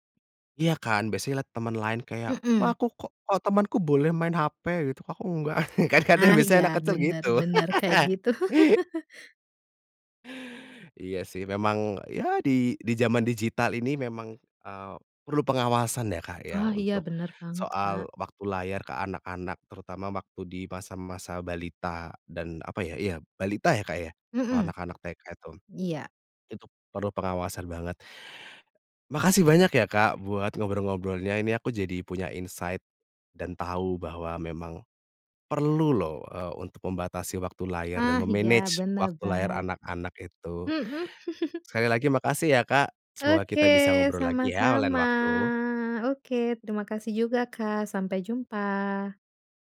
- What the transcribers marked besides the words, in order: chuckle; laugh; tapping; chuckle; in English: "insight"; in English: "me-manage"; chuckle; drawn out: "sama-sama"
- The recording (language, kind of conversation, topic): Indonesian, podcast, Bagaimana kalian mengatur waktu layar gawai di rumah?
- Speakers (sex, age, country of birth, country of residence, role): female, 30-34, Indonesia, Indonesia, guest; male, 30-34, Indonesia, Indonesia, host